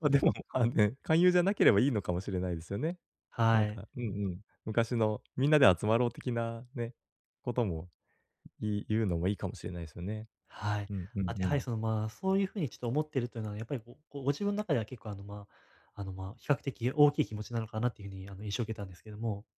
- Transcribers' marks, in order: laughing while speaking: "ま、でも、あんね"
- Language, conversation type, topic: Japanese, advice, 友達との連絡が減って距離を感じるとき、どう向き合えばいいですか?